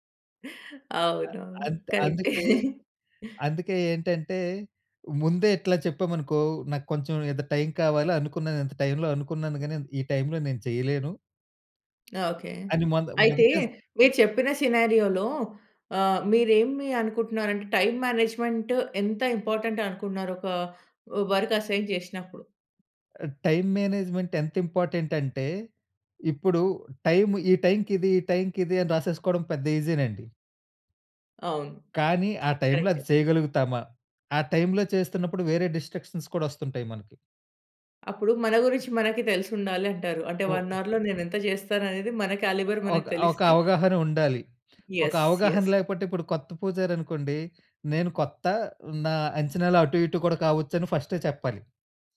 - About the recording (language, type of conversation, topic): Telugu, podcast, ఒత్తిడిని మీరు ఎలా ఎదుర్కొంటారు?
- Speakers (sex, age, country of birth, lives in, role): female, 30-34, India, India, host; male, 35-39, India, India, guest
- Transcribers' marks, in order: laughing while speaking: "అవునవును. కరెక్టే"; tapping; in English: "సినారియో‌లో"; in English: "టైమ్ మేనేజ్మెంట్"; in English: "ఇంపార్టెంట్"; in English: "వర్క్ అసైన్"; in English: "టైమ్ మేనేజ్మెంట్"; in English: "ఇంపార్టెంట్"; in English: "ఈజీ"; in English: "డిస్ట్ర‌క్షన్స్"; in English: "వన్ అవర్‌లో"; in English: "క్యాలిబర్"; "లేకపోతే" said as "లేపోటే"; in English: "యెస్. యెస్"